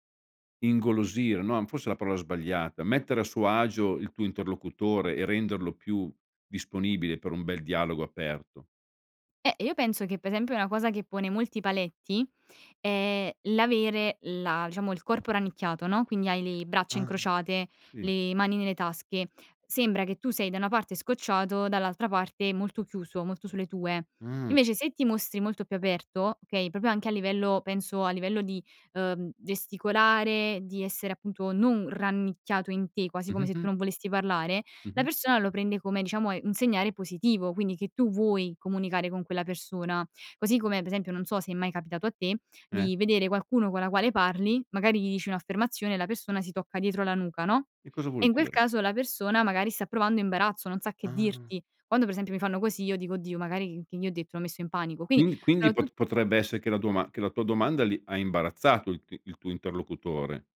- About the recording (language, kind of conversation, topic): Italian, podcast, Come può un sorriso cambiare un incontro?
- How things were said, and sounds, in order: surprised: "Ah"